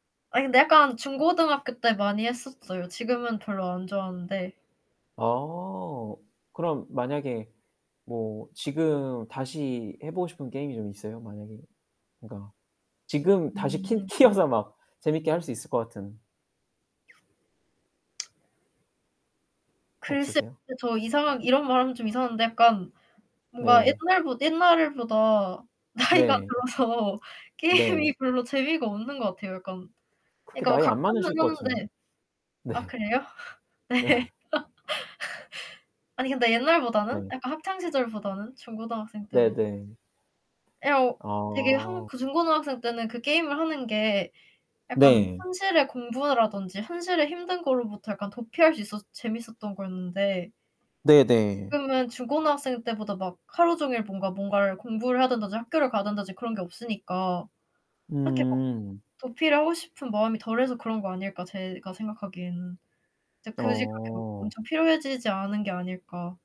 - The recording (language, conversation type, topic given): Korean, unstructured, 게임은 사회적 상호작용에 어떤 영향을 미치나요?
- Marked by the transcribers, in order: static; other background noise; laughing while speaking: "키워서"; distorted speech; lip smack; laughing while speaking: "나이가 들어서 게임이"; laughing while speaking: "네"; laugh; laughing while speaking: "네"; laughing while speaking: "네"; laugh